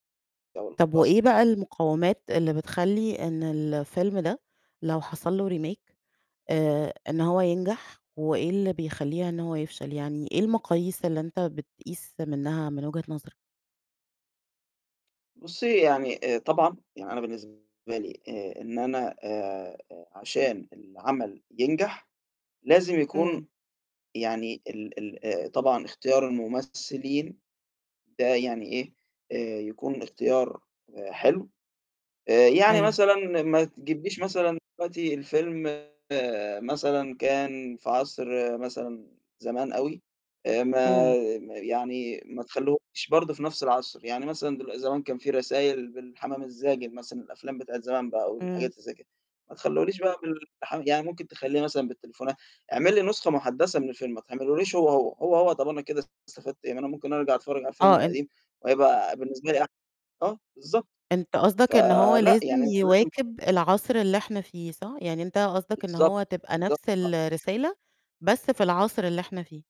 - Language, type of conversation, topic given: Arabic, podcast, إيه رأيك في الريميكات وإعادة تقديم الأعمال القديمة؟
- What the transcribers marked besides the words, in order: in English: "Remake"; distorted speech; tapping; unintelligible speech